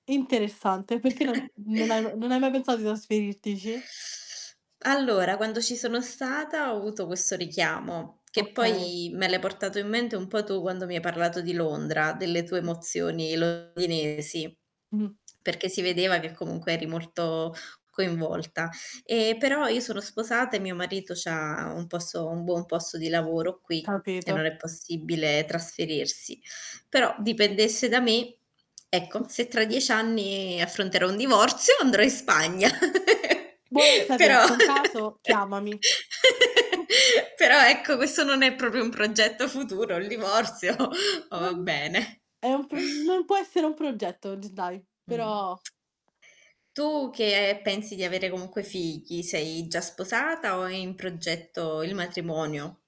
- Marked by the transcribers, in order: static; chuckle; tapping; other background noise; distorted speech; giggle; laugh; other noise; "proprio" said as "propio"; laughing while speaking: "il divorzio"; unintelligible speech
- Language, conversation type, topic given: Italian, unstructured, Che cosa ti rende felice quando pensi al tuo futuro?